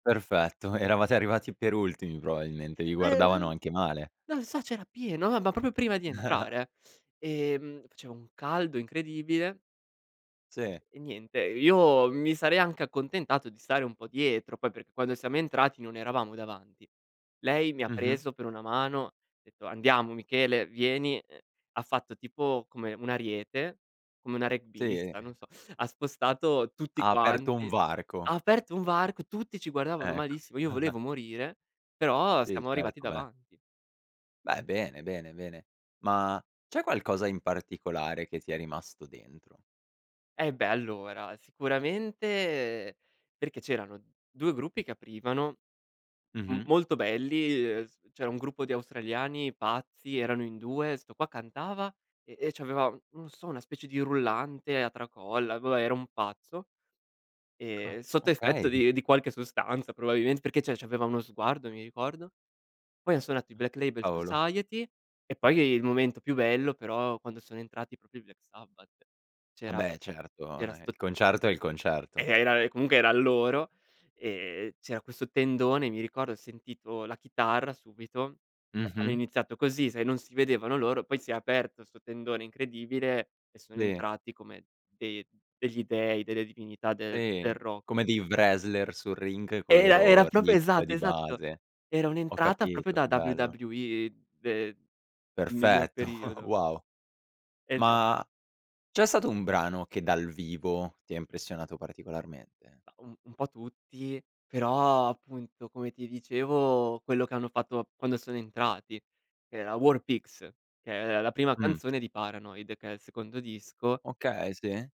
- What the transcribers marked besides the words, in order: "probabilmente" said as "proailmente"; other background noise; chuckle; chuckle; chuckle; "vabbè" said as "abè"; "probabilmente" said as "proaiment"; chuckle; "cavolo" said as "avolo"; in English: "riff"; chuckle
- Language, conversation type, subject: Italian, podcast, Qual è il concerto più indimenticabile che hai visto e perché ti è rimasto nel cuore?